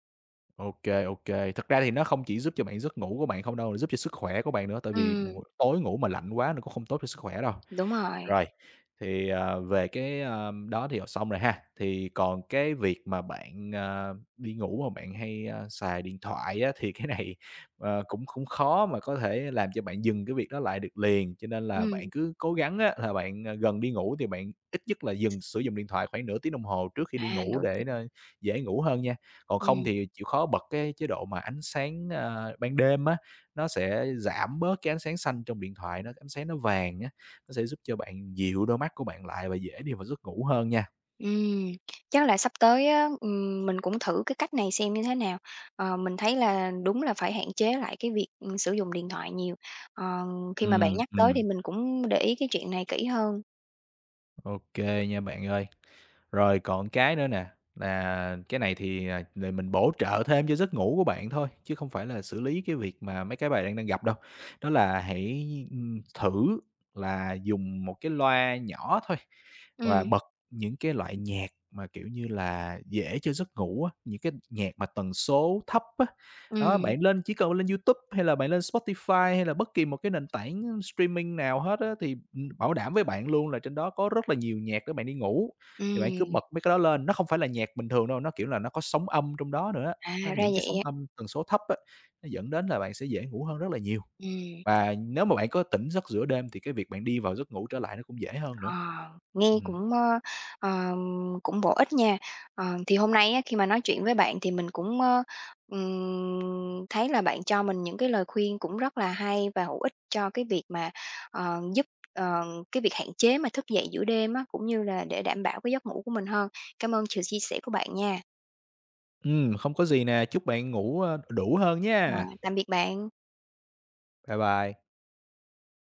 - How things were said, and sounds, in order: unintelligible speech; tapping; other background noise; laughing while speaking: "thì cái này"; laughing while speaking: "là bạn"; in English: "streaming"; "sự" said as "chừ"
- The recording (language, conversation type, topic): Vietnamese, advice, Tôi thường thức dậy nhiều lần giữa đêm và cảm thấy không ngủ đủ, tôi nên làm gì?